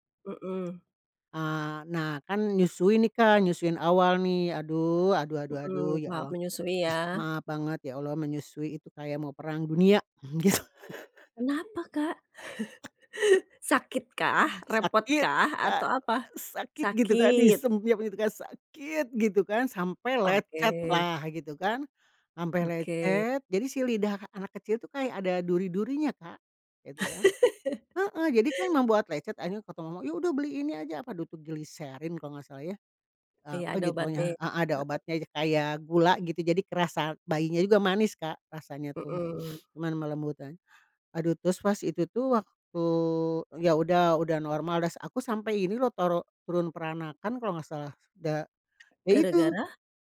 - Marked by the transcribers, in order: sneeze; laughing while speaking: "gitu"; laugh; other background noise; laugh; laugh; snort
- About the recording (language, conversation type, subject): Indonesian, podcast, Bagaimana rasanya saat pertama kali kamu menjadi orang tua?